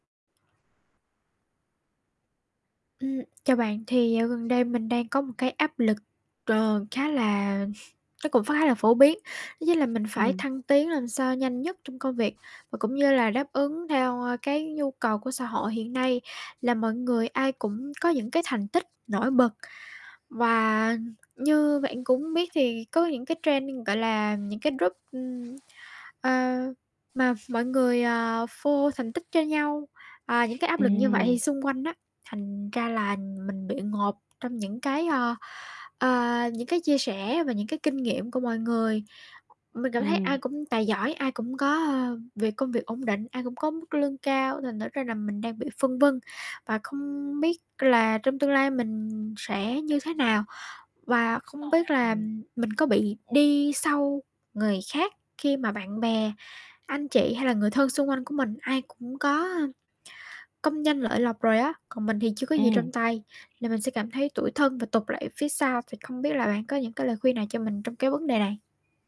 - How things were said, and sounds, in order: tapping; chuckle; other background noise; in English: "trend"; in English: "group"; unintelligible speech
- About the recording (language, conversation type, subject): Vietnamese, advice, Bạn cảm thấy áp lực phải thăng tiến nhanh trong công việc do kỳ vọng xã hội như thế nào?